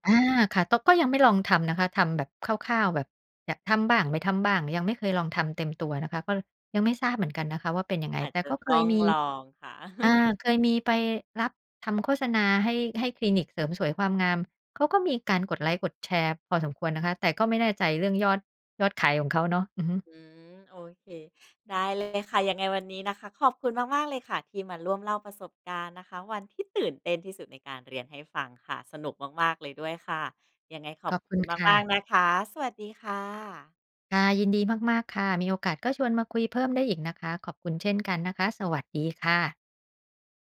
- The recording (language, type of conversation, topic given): Thai, podcast, เล่าเรื่องวันที่การเรียนทำให้คุณตื่นเต้นที่สุดได้ไหม?
- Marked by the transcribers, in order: laugh